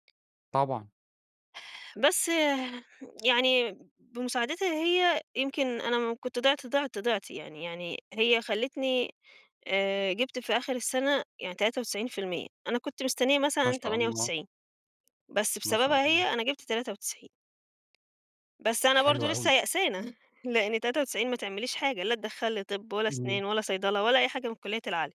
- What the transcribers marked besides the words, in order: none
- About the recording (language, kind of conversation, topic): Arabic, podcast, مين ساعدك وقت ما كنت تايه/ة، وحصل ده إزاي؟